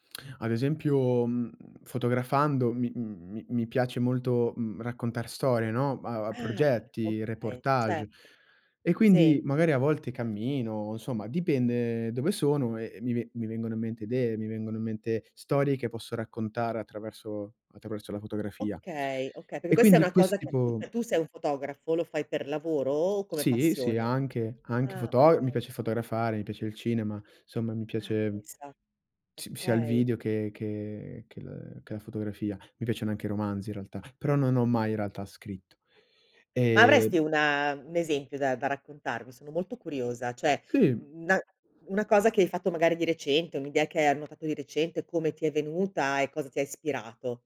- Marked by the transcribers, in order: "cioè" said as "ceh"; "cioè" said as "ceh"; other background noise
- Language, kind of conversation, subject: Italian, podcast, Come raccogli e conservi le idee che ti vengono in mente?